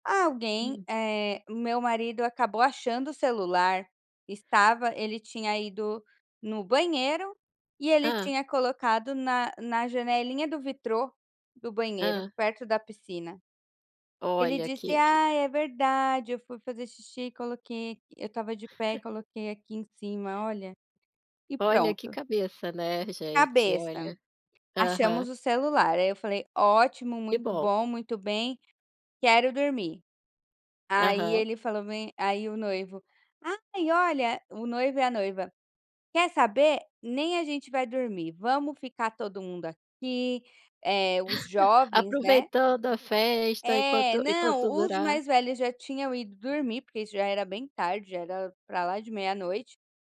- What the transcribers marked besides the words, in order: laugh; laugh
- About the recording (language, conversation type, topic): Portuguese, podcast, Você pode contar sobre uma festa ou celebração inesquecível?